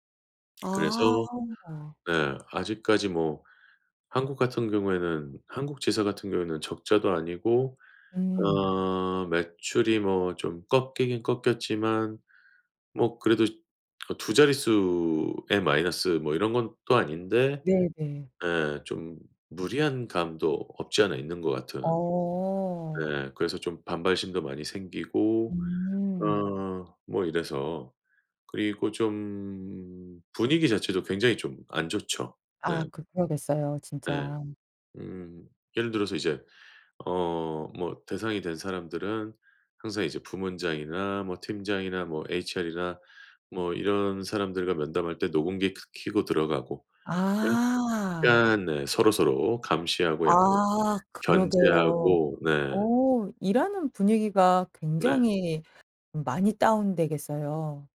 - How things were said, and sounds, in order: other background noise
- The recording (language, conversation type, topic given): Korean, advice, 조직 개편으로 팀과 업무 방식이 급격히 바뀌어 불안할 때 어떻게 대처하면 좋을까요?